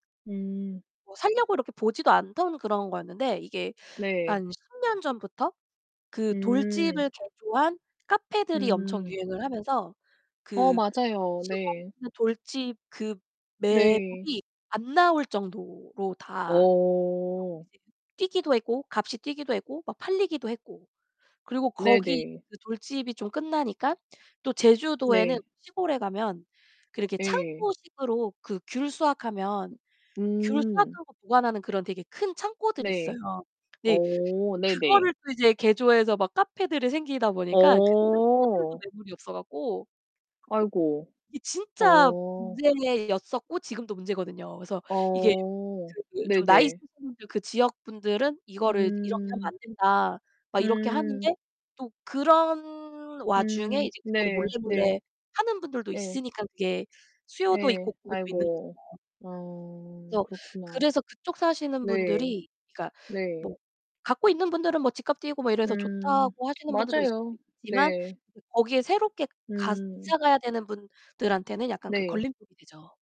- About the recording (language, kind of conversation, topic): Korean, unstructured, 관광객이 지역 주민에게 부담을 주는 상황에 대해 어떻게 생각하시나요?
- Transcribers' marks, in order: distorted speech; tapping; unintelligible speech